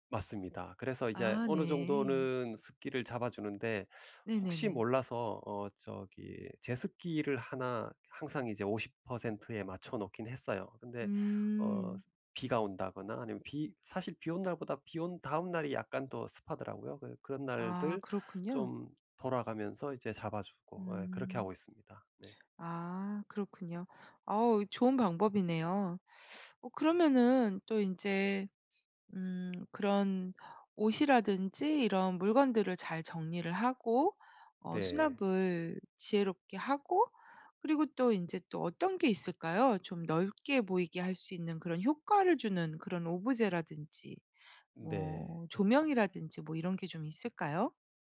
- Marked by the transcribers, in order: none
- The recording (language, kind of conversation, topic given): Korean, podcast, 작은 집이 더 넓어 보이게 하려면 무엇이 가장 중요할까요?